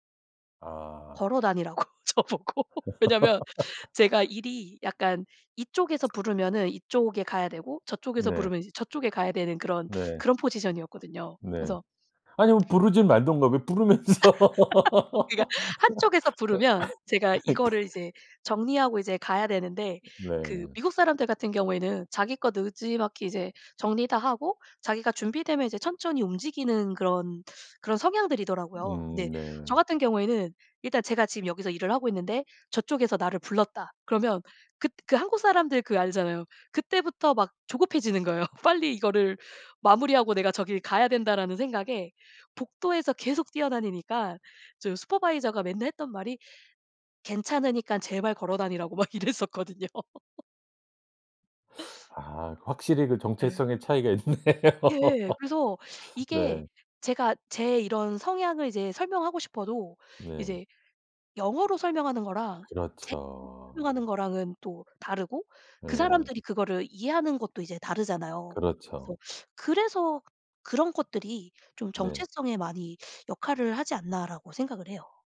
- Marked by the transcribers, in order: tapping; laughing while speaking: "저보고"; laugh; laugh; laugh; laughing while speaking: "그러니까"; other background noise; in English: "슈퍼바이저가"; laughing while speaking: "이랬었거든요"; laugh; laughing while speaking: "있네요"; laugh; unintelligible speech
- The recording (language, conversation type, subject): Korean, podcast, 언어가 정체성에 어떤 역할을 한다고 생각하시나요?